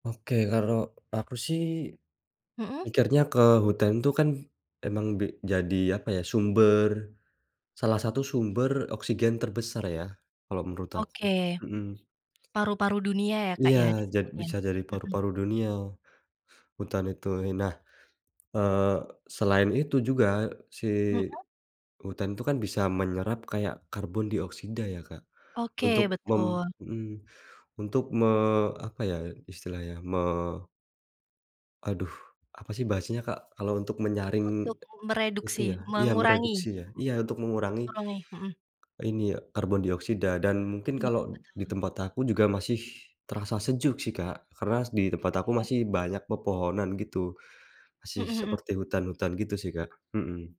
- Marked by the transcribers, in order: tapping; other background noise
- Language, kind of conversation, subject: Indonesian, podcast, Menurutmu, mengapa hutan penting bagi kita?